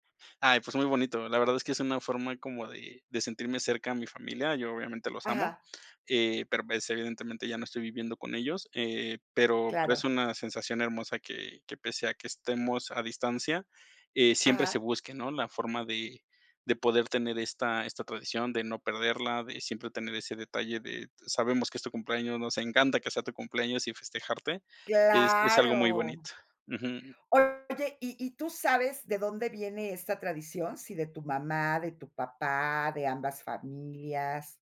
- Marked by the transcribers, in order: drawn out: "Claro"
- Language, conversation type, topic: Spanish, podcast, ¿Qué tradiciones familiares mantienen en casa?